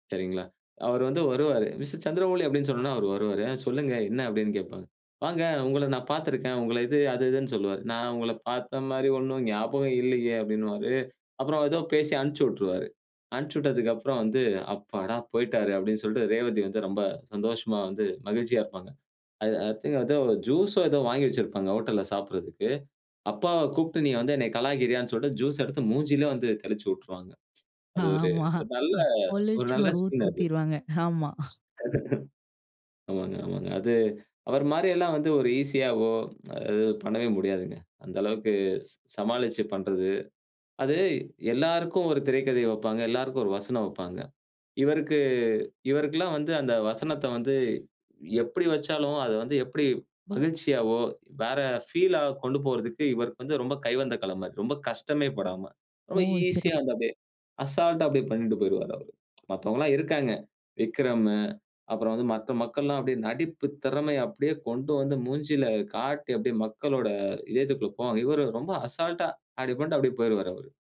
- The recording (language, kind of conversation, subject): Tamil, podcast, பழைய சினிமா நாயகர்களின் பாணியை உங்களின் கதாப்பாத்திரத்தில் இணைத்த அனுபவத்தைப் பற்றி சொல்ல முடியுமா?
- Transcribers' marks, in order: in English: "ஐ திங்க்"; laughing while speaking: "ஆமா. பொளிச்சுன்னு ஒரு ஊத்து உத்திருவாங்க. ஆமா"; tapping; chuckle; in English: "ஃபீல்ல"